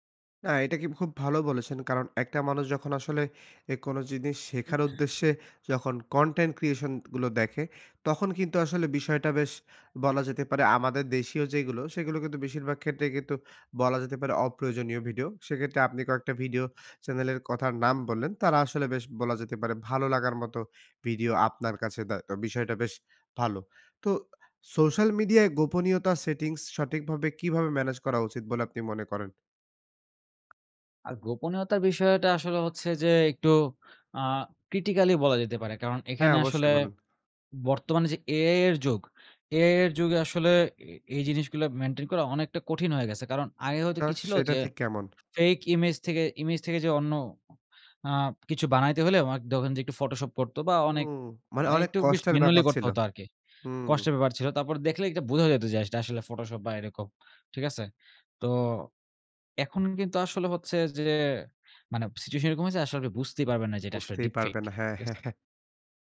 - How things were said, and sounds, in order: cough; in English: "কনটেন্ট ক্রিয়েশন"; in English: "ক্রিটিক্যাল"; "ধরেন" said as "ধকেন"; in English: "ডিপ ফেইক"; chuckle
- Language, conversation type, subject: Bengali, podcast, নিরাপত্তা বজায় রেখে অনলাইন উপস্থিতি বাড়াবেন কীভাবে?